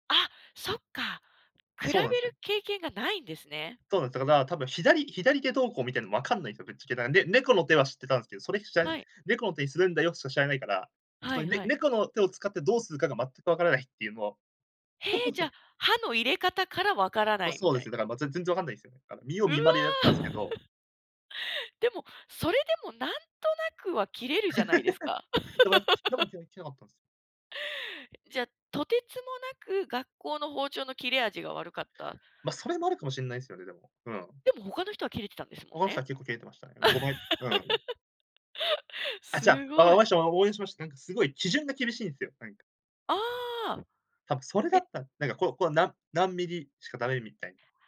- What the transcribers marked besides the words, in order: unintelligible speech; chuckle; laugh; other background noise; laugh
- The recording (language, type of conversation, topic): Japanese, podcast, 料理でやらかしてしまった面白い失敗談はありますか？